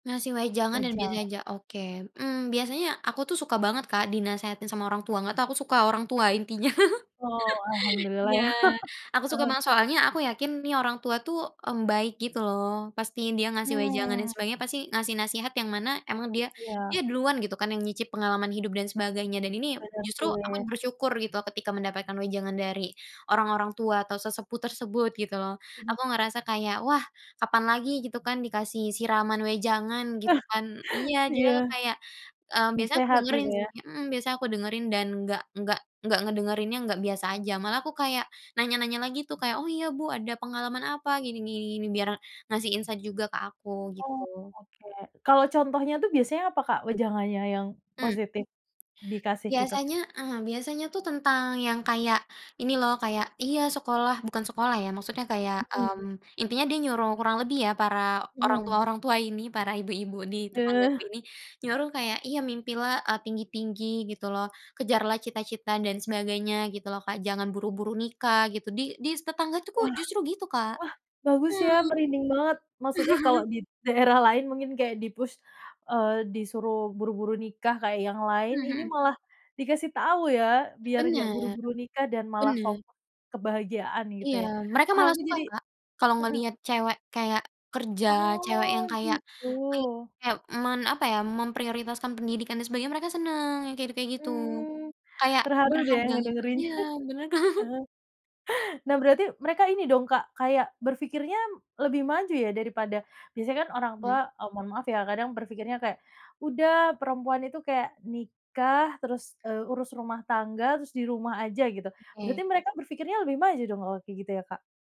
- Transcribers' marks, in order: other background noise; chuckle; chuckle; background speech; in English: "insight"; chuckle; in English: "di-push"; unintelligible speech; chuckle
- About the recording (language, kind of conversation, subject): Indonesian, podcast, Apakah kamu punya pengalaman berkesan saat mengobrol dengan penduduk setempat?